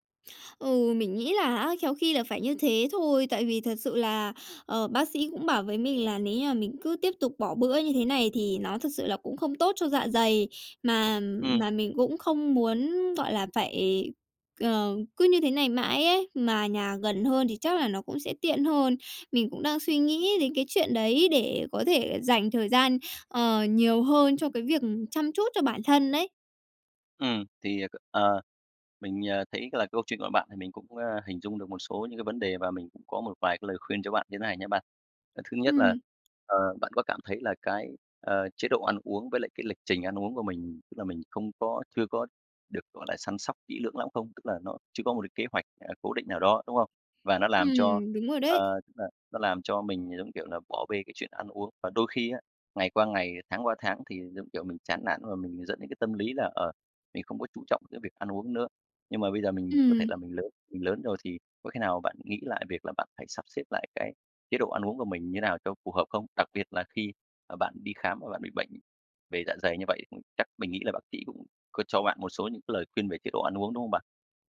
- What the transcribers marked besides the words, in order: tapping
- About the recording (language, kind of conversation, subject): Vietnamese, advice, Làm thế nào để duy trì thói quen ăn uống lành mạnh mỗi ngày?